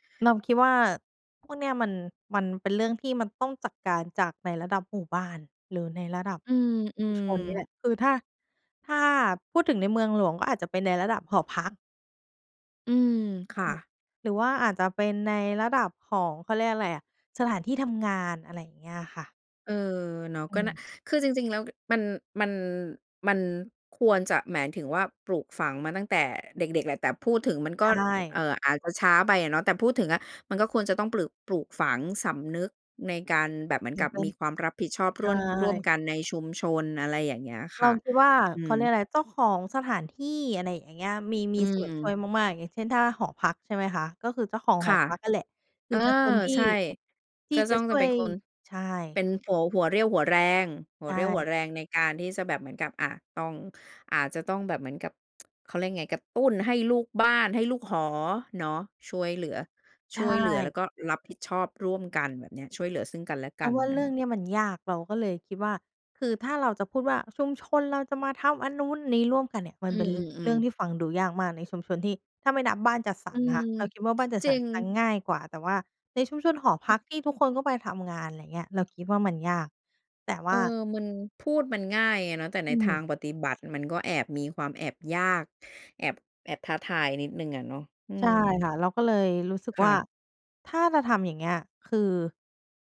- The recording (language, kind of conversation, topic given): Thai, podcast, คุณคิดว่า “ความรับผิดชอบร่วมกัน” ในชุมชนหมายถึงอะไร?
- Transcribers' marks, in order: other noise; tsk; put-on voice: "ชุมชนเราจะมาทําอันนู้นนี้"